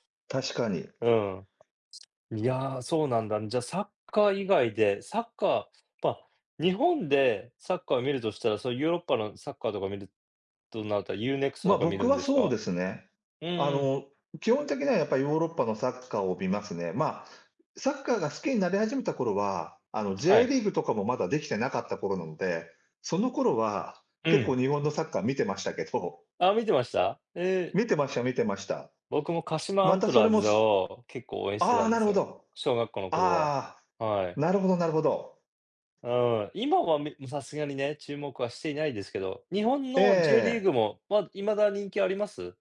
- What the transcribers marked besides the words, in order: tapping; other background noise
- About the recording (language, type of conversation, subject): Japanese, unstructured, 好きなスポーツは何ですか？その理由は何ですか？